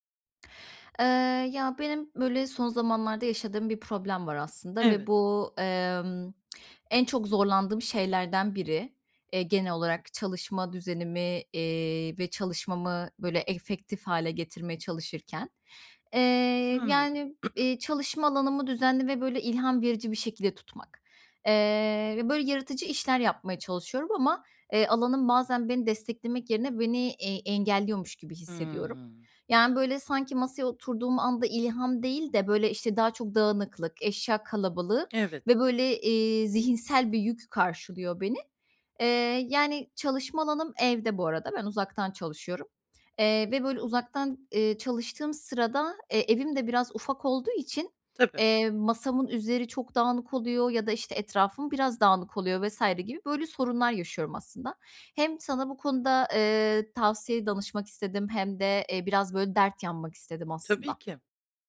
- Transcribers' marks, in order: other noise
- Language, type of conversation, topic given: Turkish, advice, Yaratıcı çalışma alanımı her gün nasıl düzenli, verimli ve ilham verici tutabilirim?